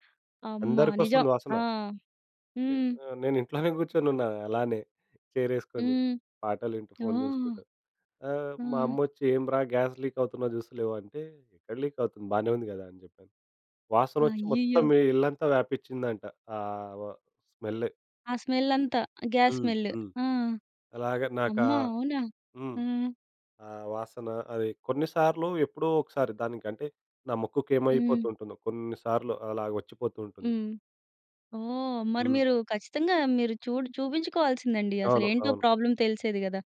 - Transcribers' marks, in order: tapping; in English: "గ్యాస్ లీక్"; in English: "లీక్"; in English: "స్మెల్"; in English: "స్మెల్"; in English: "గ్యాస్ స్మెల్"; in English: "ప్రాబ్లమ్"
- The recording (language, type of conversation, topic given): Telugu, podcast, రాత్రి బాగా నిద్రపోవడానికి మీకు ఎలాంటి వెలుతురు మరియు శబ్ద వాతావరణం ఇష్టం?